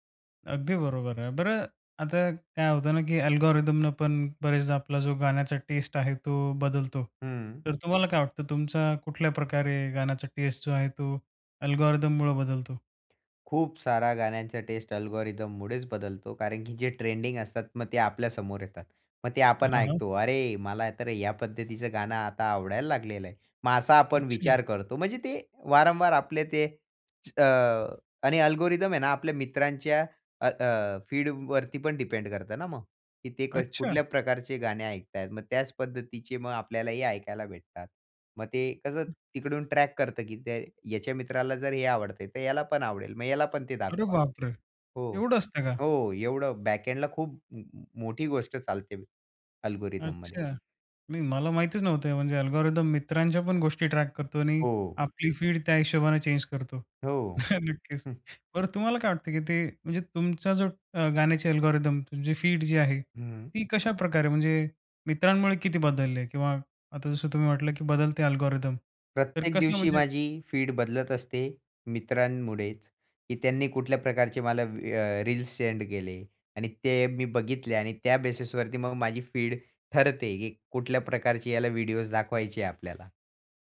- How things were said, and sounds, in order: in English: "अल्गोरिदमनं"; in English: "अल्गोरिदममुळं"; other noise; in English: "अल्गोरिदममुळेचं"; tapping; in English: "अल्गोरिदम"; in English: "फीडवरती"; in English: "ट्रॅक"; surprised: "अरे बापरे!"; in English: "बॅकएण्डला"; in English: "अल्गोरिदममध्ये"; in English: "अल्गोरिदम"; in English: "ट्रॅक"; in English: "फीड"; chuckle; laughing while speaking: "नक्कीच"; in English: "अल्गोरिदम"; in English: "फीड"; in English: "अल्गोरिदम"; in English: "फीड"; in English: "रील्स सेंड"; in English: "बेसिसवरती"; in English: "फीड"
- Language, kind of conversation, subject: Marathi, podcast, मोबाईल आणि स्ट्रीमिंगमुळे संगीत ऐकण्याची सवय कशी बदलली?